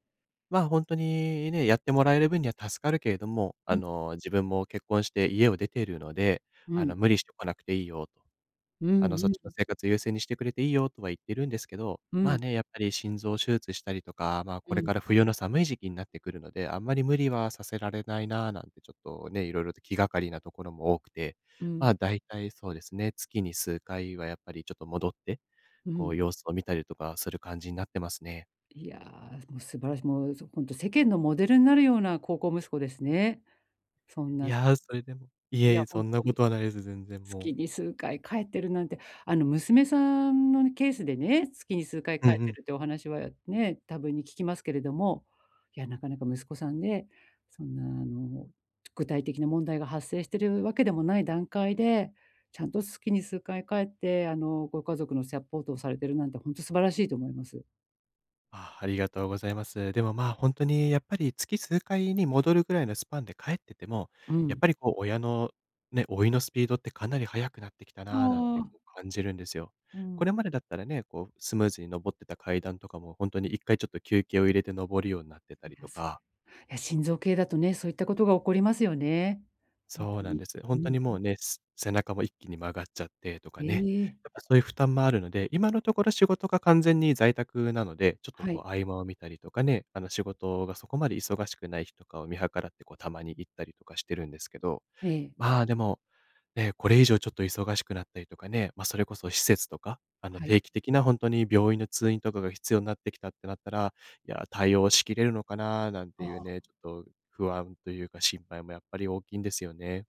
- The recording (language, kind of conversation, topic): Japanese, advice, 親が高齢になったとき、私の役割はどのように変わりますか？
- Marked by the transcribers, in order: other background noise